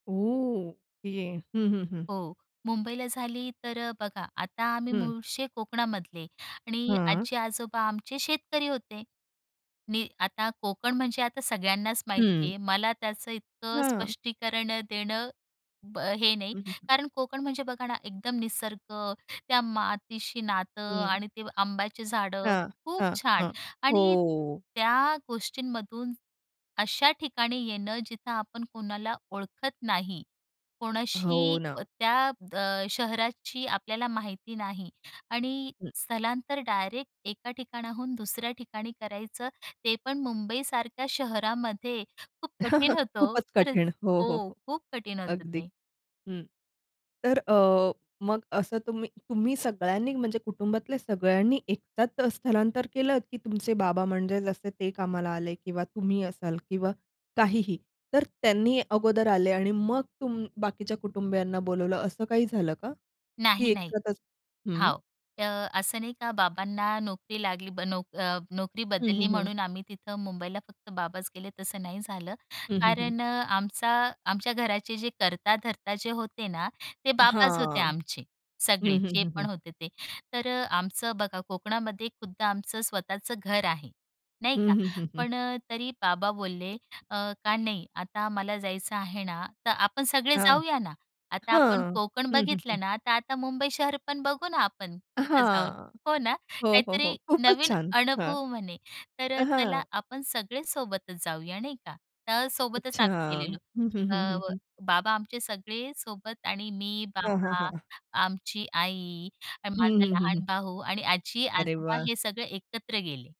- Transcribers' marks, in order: other background noise; chuckle; tapping
- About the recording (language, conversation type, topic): Marathi, podcast, तुमच्या कुटुंबाची स्थलांतराची कहाणी काय आहे?